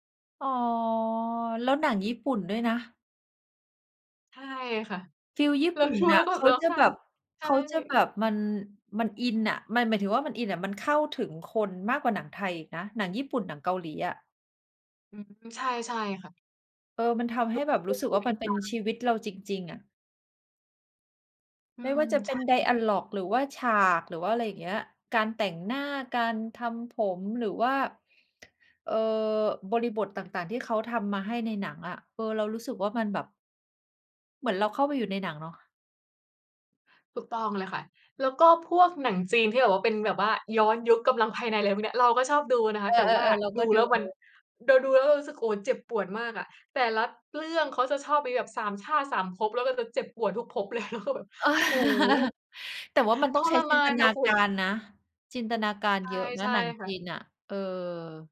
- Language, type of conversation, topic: Thai, unstructured, ภาพยนตร์เรื่องไหนที่ทำให้คุณร้องไห้โดยไม่คาดคิด?
- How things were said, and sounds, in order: drawn out: "อ๋อ"; tapping; unintelligible speech; in English: "ไดอะลอก"; other background noise; laughing while speaking: "เออ"; chuckle; laughing while speaking: "เลย แล้วก็แบบ"